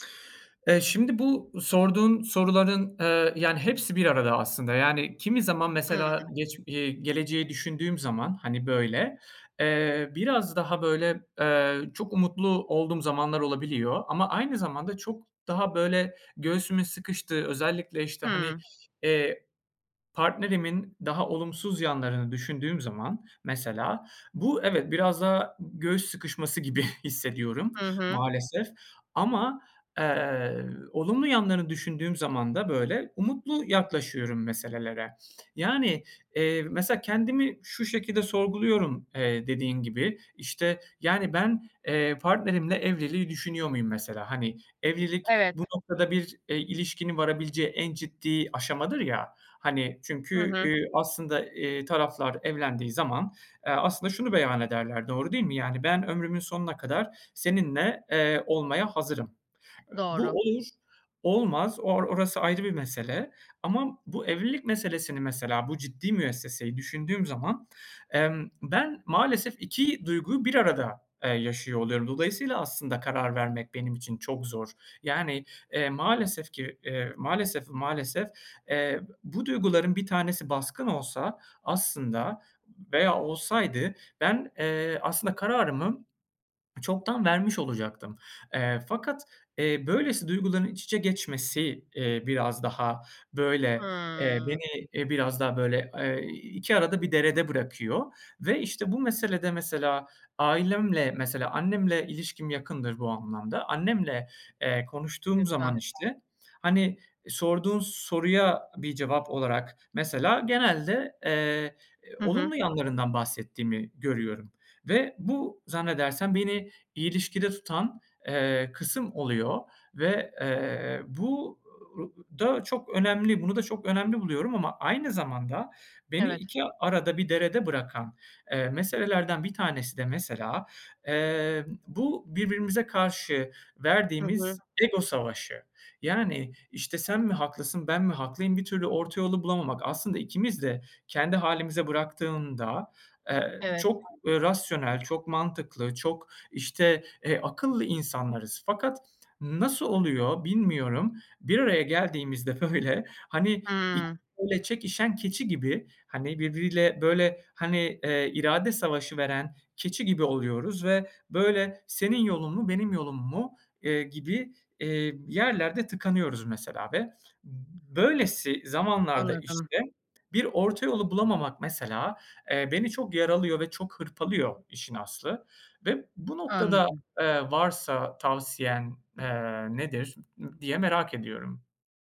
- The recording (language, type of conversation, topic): Turkish, advice, İlişkimi bitirip bitirmemek konusunda neden kararsız kalıyorum?
- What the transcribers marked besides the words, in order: other background noise; tapping; laughing while speaking: "böyle"; unintelligible speech